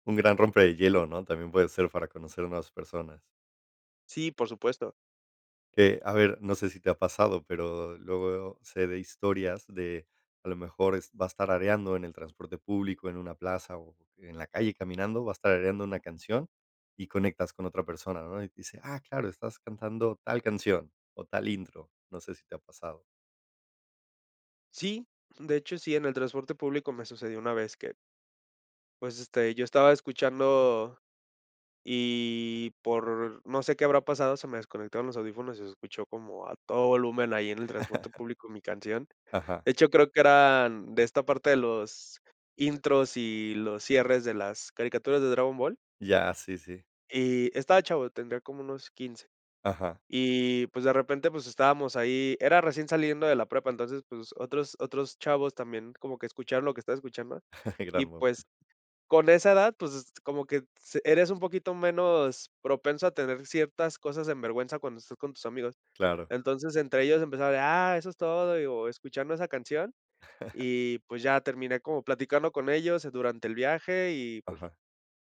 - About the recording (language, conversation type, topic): Spanish, podcast, ¿Qué música te marcó cuando eras niño?
- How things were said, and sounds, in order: laugh; laugh; unintelligible speech; inhale; laugh